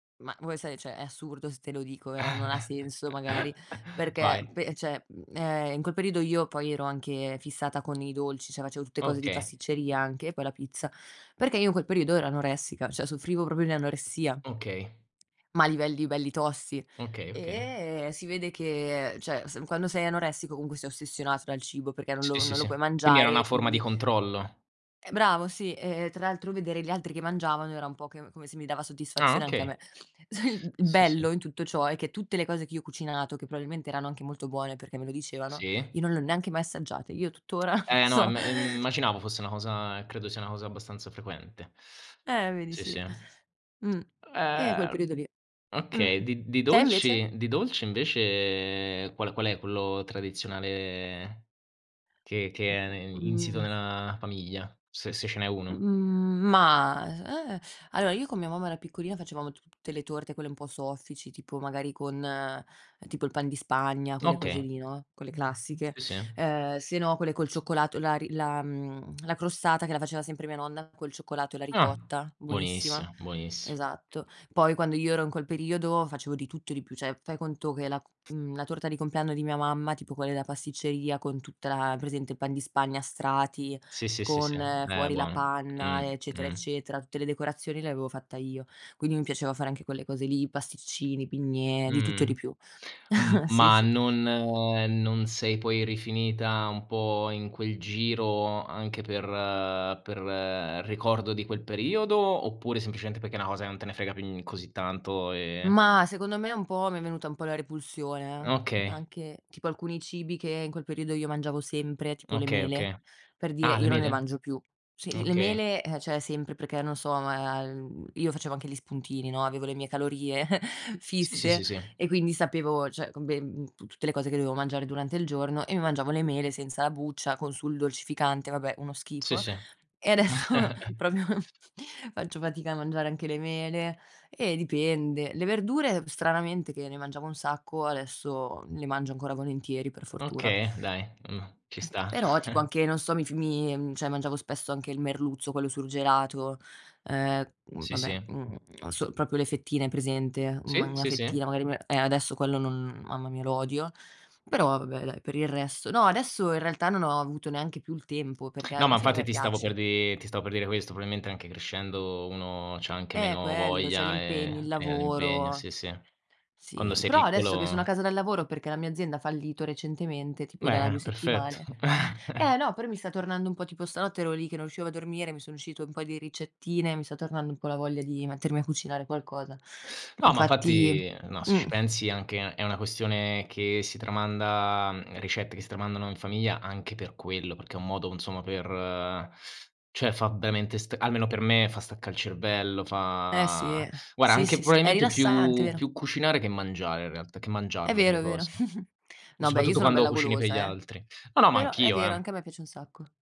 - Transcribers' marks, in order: "cioè" said as "ceh"; laugh; "cioè" said as "ceh"; "Cioè" said as "ceh"; "cioè" said as "ceh"; "proprio" said as "propio"; tapping; "cioè" said as "ceh"; chuckle; laughing while speaking: "tuttora non so"; other background noise; "Okay" said as "oka"; "Cioè" said as "ceh"; chuckle; "Okay" said as "oka"; "cioè" said as "ceh"; chuckle; "cioè" said as "ceh"; laughing while speaking: "adesso proprio"; chuckle; chuckle; "cioè" said as "ceh"; "proprio" said as "propio"; "cioè" said as "ceh"; chuckle; "cioè" said as "ceh"; chuckle
- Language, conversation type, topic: Italian, unstructured, Qual è la ricetta che ti ricorda l’infanzia?
- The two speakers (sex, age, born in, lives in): female, 25-29, Italy, Italy; male, 25-29, Italy, Italy